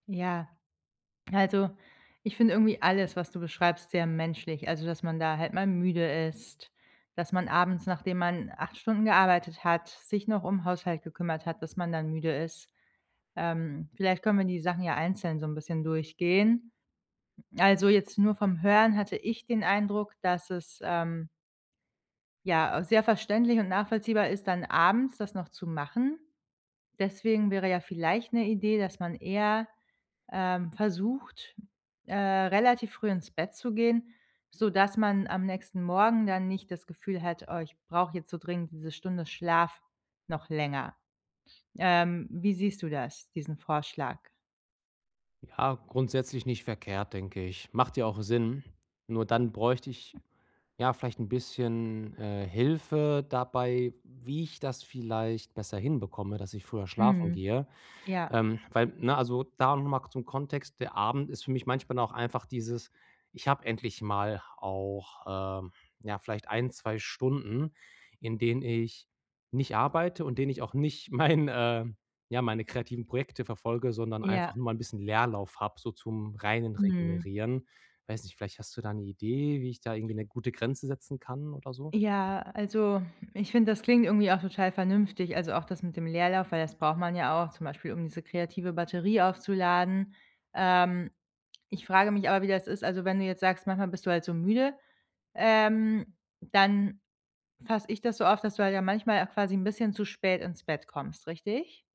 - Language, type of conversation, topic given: German, advice, Wie kann ich beim Training langfristig motiviert bleiben?
- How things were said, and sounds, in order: other background noise; laughing while speaking: "mein"